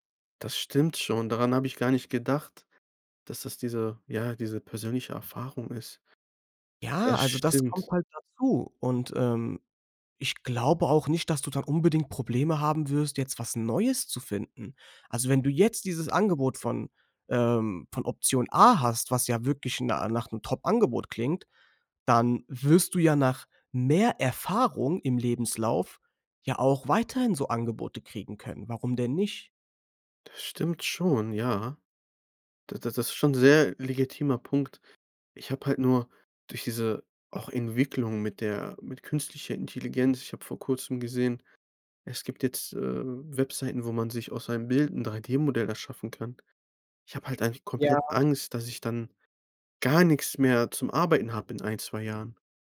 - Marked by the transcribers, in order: anticipating: "Ja"; stressed: "mehr Erfahrung"
- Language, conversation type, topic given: German, advice, Wie wäge ich ein Jobangebot gegenüber mehreren Alternativen ab?